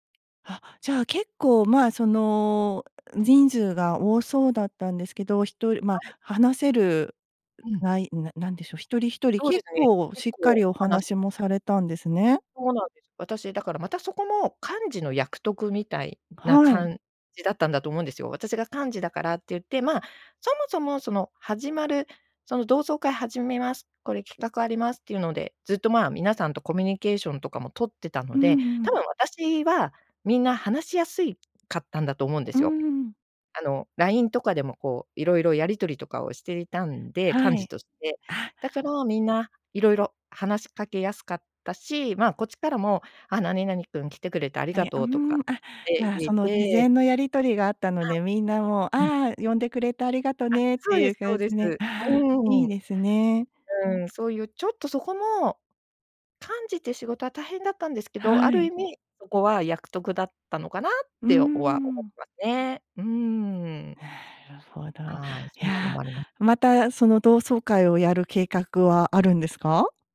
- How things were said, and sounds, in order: none
- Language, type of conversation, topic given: Japanese, podcast, 長年会わなかった人と再会したときの思い出は何ですか？
- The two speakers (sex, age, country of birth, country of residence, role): female, 50-54, Japan, United States, host; female, 55-59, Japan, Japan, guest